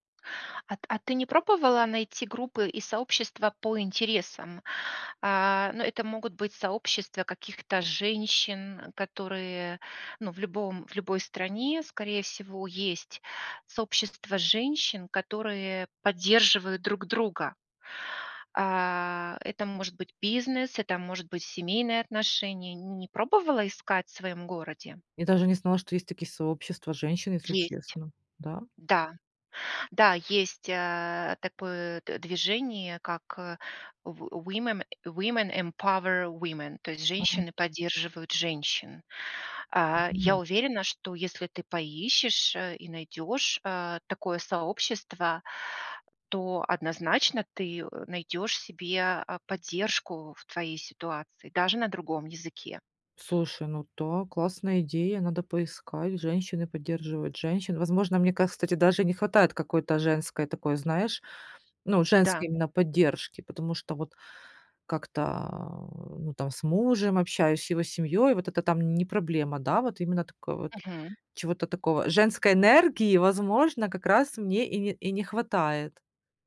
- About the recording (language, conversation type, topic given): Russian, advice, Как справиться с одиночеством и тоской по дому после переезда в новый город или другую страну?
- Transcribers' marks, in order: in English: "Wo womem Women Empower Women"; "women" said as "womem"; other noise